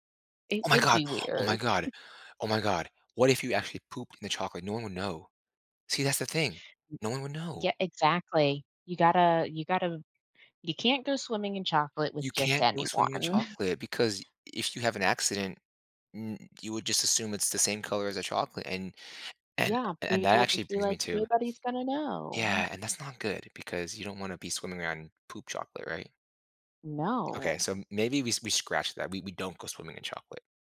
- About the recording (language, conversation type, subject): English, advice, How can I avoid disappointing a loved one?
- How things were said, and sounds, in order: other background noise